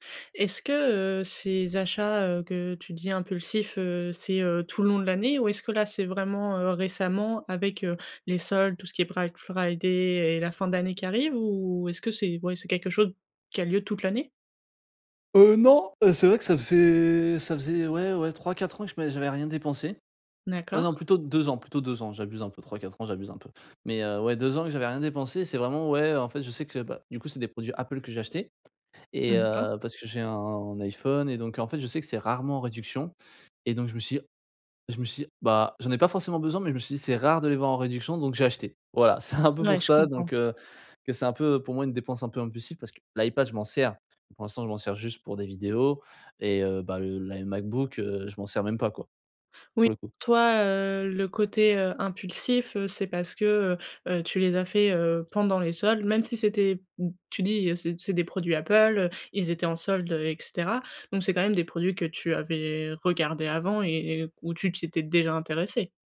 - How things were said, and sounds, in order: yawn; other background noise; stressed: "c'est un peu pour ça"
- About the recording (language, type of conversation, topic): French, advice, Comment éviter les achats impulsifs en ligne qui dépassent mon budget ?